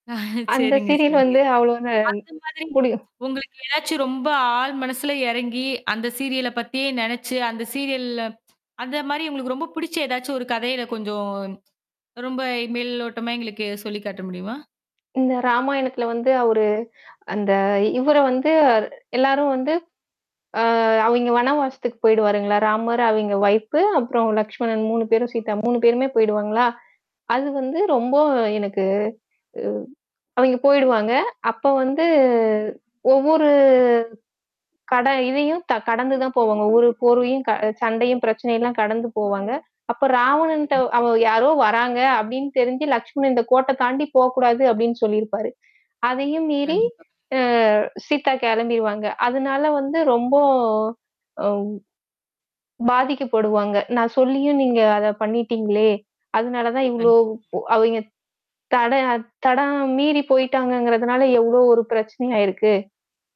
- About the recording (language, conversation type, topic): Tamil, podcast, சிறுவயதில் நீங்கள் ரசித்து பார்த்த தொலைக்காட்சி நிகழ்ச்சி எது?
- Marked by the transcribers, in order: static; chuckle; distorted speech; drawn out: "ஆ"; unintelligible speech